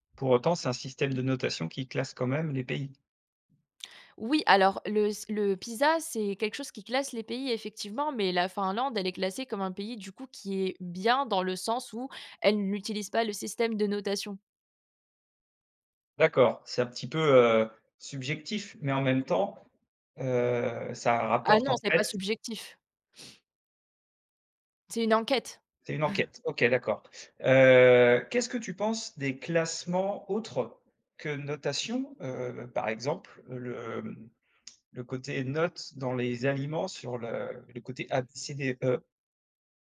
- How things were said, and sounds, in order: tapping; chuckle; drawn out: "Heu"
- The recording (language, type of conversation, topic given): French, podcast, Que penses-tu des notes et des classements ?